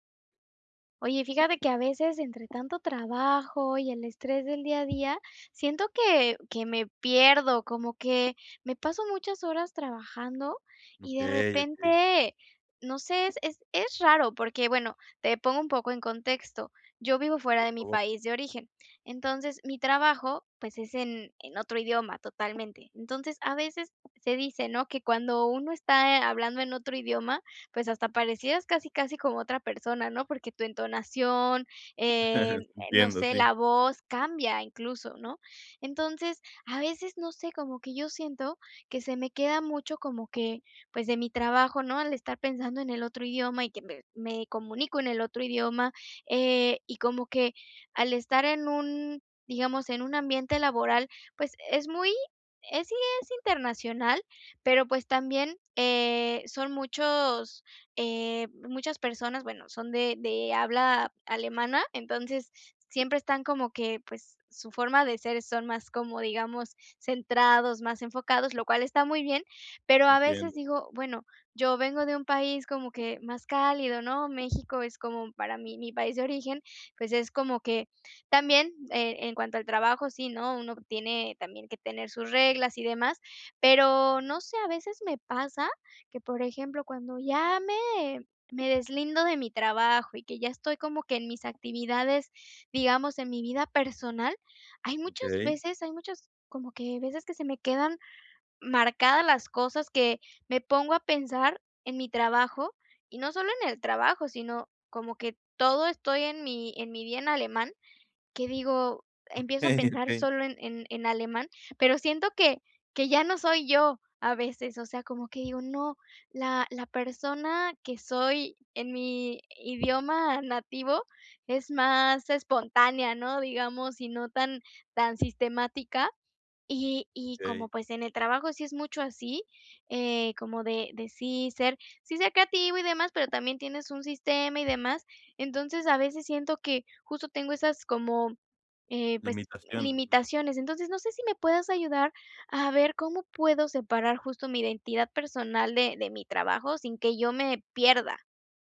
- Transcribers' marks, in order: laugh
- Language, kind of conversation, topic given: Spanish, advice, ¿Cómo puedo equilibrar mi vida personal y mi trabajo sin perder mi identidad?